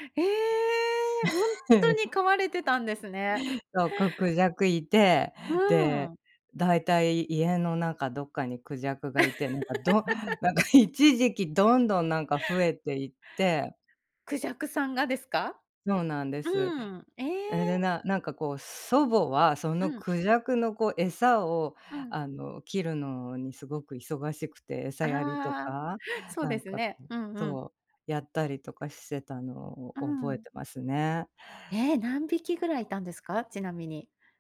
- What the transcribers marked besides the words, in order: other background noise; laugh; laugh
- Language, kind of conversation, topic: Japanese, podcast, 祖父母との思い出をひとつ聞かせてくれますか？